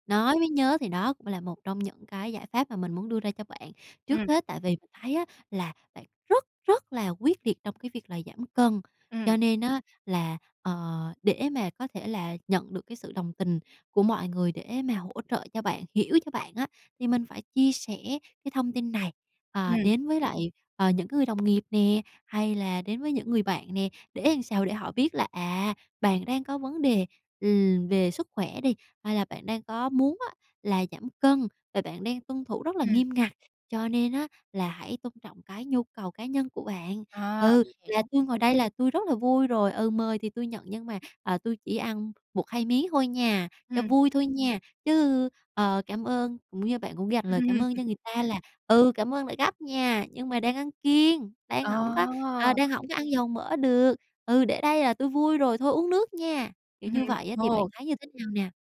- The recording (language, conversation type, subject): Vietnamese, advice, Làm sao để giữ chế độ ăn uống khi đi dự tiệc?
- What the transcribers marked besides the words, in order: tapping; other background noise; chuckle